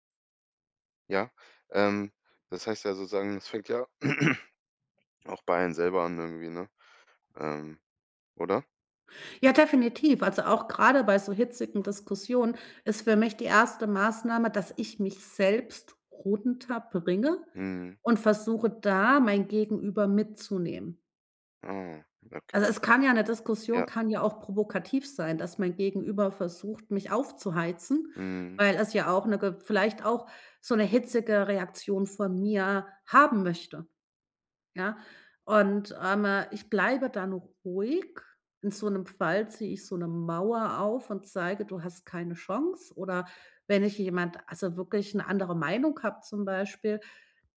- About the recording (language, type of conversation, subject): German, podcast, Wie bleibst du ruhig, wenn Diskussionen hitzig werden?
- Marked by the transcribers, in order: throat clearing